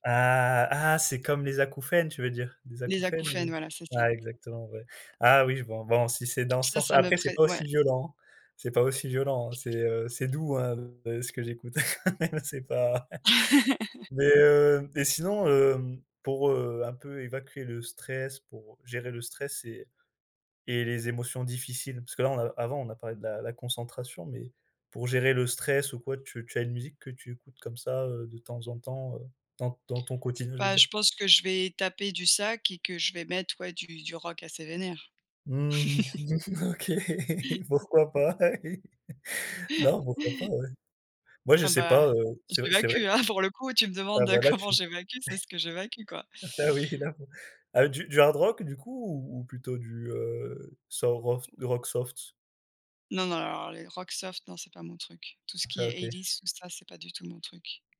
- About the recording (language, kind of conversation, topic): French, unstructured, Comment la musique influence-t-elle ton humeur au quotidien ?
- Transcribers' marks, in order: tapping; other background noise; laughing while speaking: "quand même c'est pas"; chuckle; laughing while speaking: "OK, pourquoi pas ?"; laugh; laugh; laughing while speaking: "pour le coup, tu me demandes comment"; chuckle; other noise; stressed: "alors"; put-on voice: "eighties"